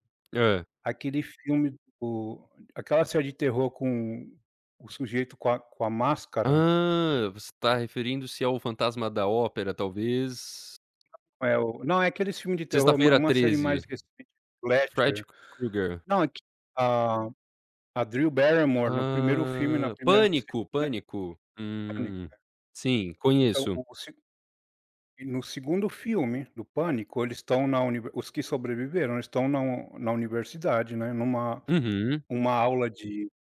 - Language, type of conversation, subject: Portuguese, podcast, Você pode me contar sobre um filme que te marcou profundamente?
- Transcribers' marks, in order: other background noise